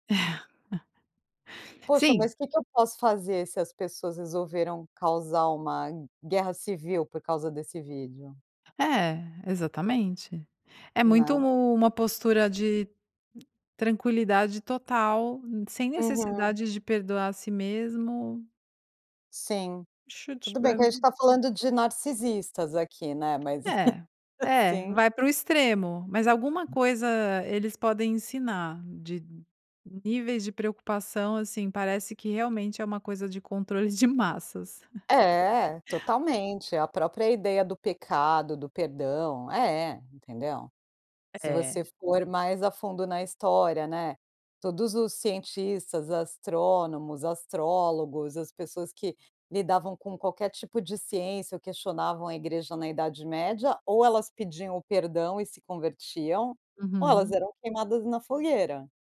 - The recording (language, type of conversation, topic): Portuguese, podcast, O que te ajuda a se perdoar?
- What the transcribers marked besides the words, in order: giggle; unintelligible speech; giggle; other noise; giggle